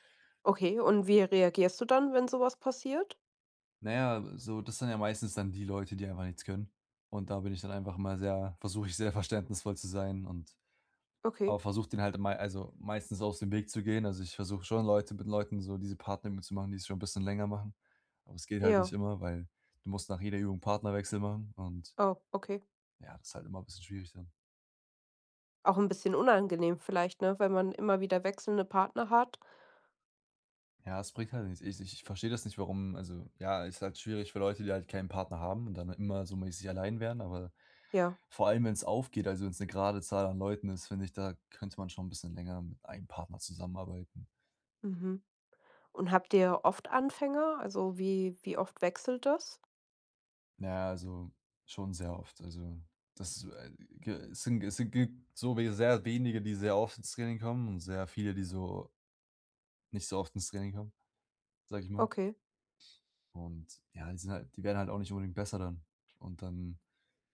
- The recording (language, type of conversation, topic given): German, advice, Wie gehst du mit einem Konflikt mit deinem Trainingspartner über Trainingsintensität oder Ziele um?
- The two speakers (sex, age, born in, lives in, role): female, 25-29, Germany, Germany, advisor; male, 20-24, Germany, Germany, user
- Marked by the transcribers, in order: none